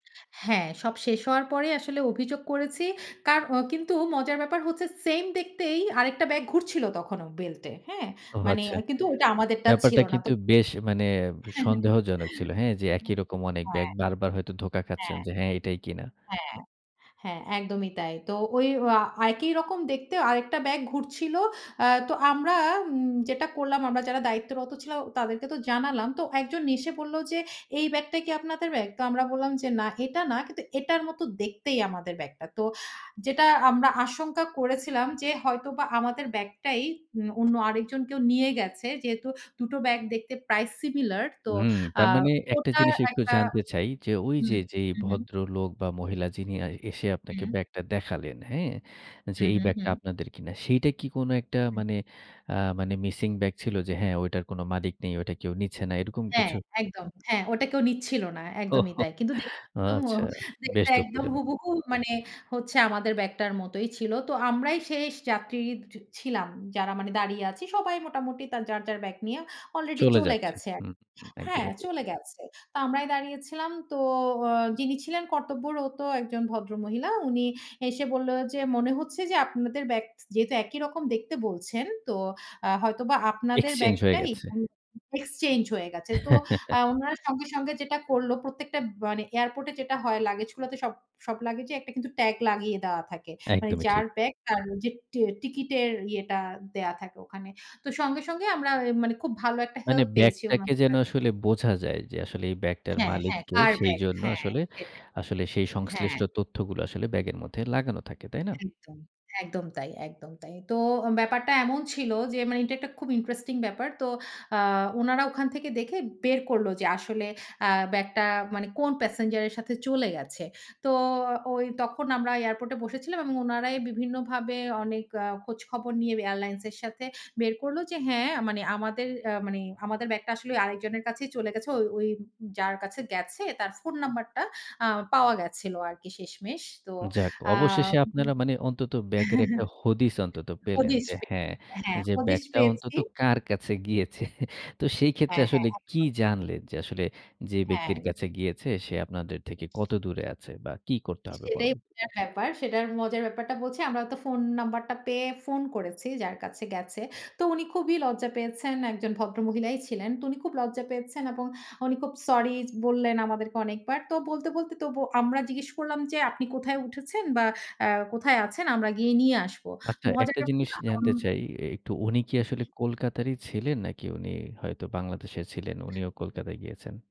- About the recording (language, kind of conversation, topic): Bengali, podcast, লাগেজ হারানোর পর আপনি কী করেছিলেন?
- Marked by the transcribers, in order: other background noise; chuckle; chuckle; laughing while speaking: "ওহো!"; unintelligible speech; chuckle; chuckle; "হদিস" said as "হদিশ"; "হদিস" said as "হদিশ"; laughing while speaking: "গিয়েছে"; unintelligible speech